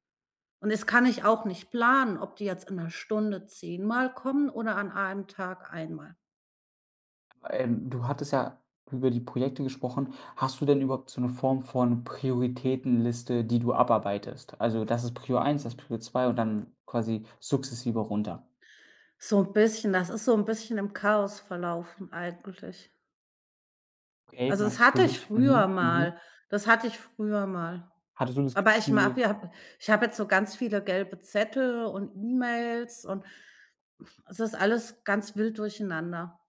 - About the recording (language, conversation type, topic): German, advice, Wie setze ich Prioritäten, wenn mich die Anforderungen überfordern?
- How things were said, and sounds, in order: other background noise; snort